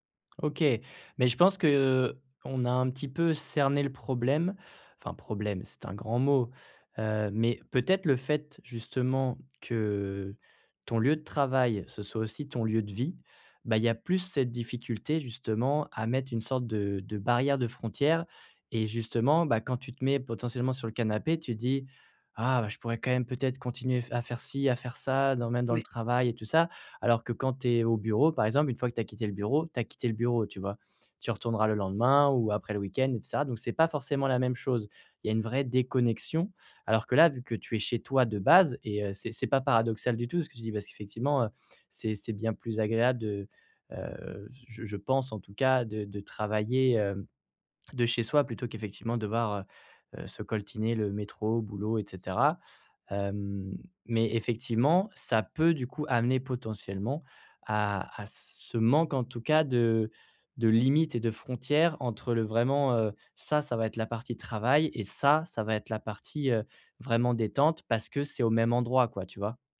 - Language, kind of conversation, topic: French, advice, Comment puis-je vraiment me détendre chez moi ?
- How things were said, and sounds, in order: stressed: "déconnexion"; stressed: "base"; stressed: "ça"; stressed: "ça"